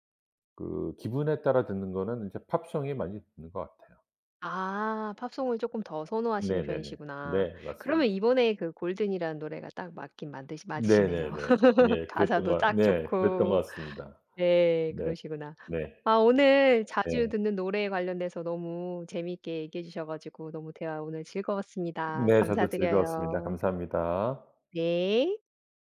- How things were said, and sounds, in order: other background noise; laugh
- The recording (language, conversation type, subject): Korean, podcast, 요즘 자주 듣는 노래가 뭐야?